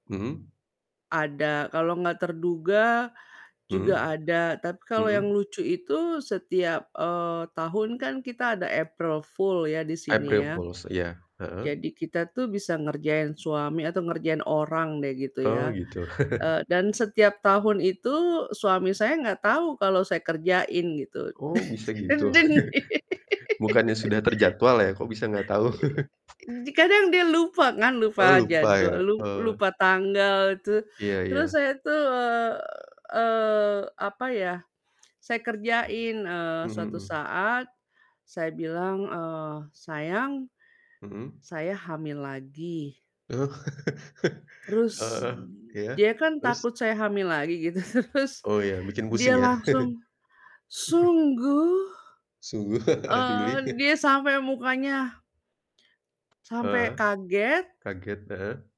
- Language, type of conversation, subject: Indonesian, unstructured, Apa momen paling membahagiakan yang pernah kamu alami bersama keluarga?
- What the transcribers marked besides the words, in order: other background noise; chuckle; chuckle; laugh; laughing while speaking: "Dan Dan"; laugh; other noise; chuckle; "kan" said as "ngan"; tapping; laugh; laughing while speaking: "gitu terus"; chuckle; surprised: "Sungguh?"; chuckle; in English: "really"; chuckle